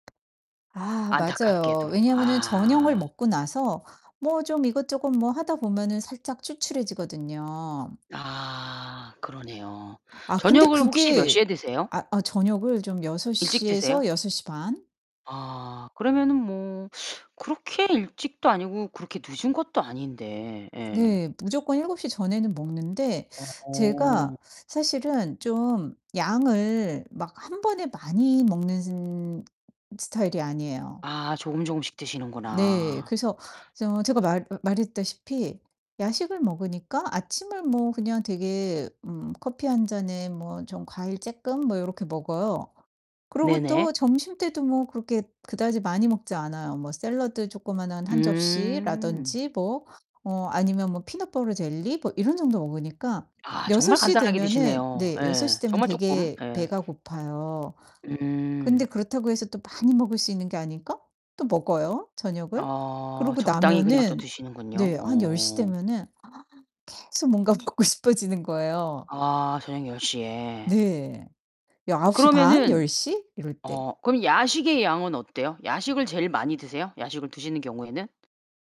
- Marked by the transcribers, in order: tapping; static; distorted speech; in English: "peanut butter jelly"; put-on voice: "peanut butter"; laughing while speaking: "먹고 싶어지는"; other background noise
- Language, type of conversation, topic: Korean, advice, 유혹 앞에서 의지력이 약해 결심을 지키지 못하는 이유는 무엇인가요?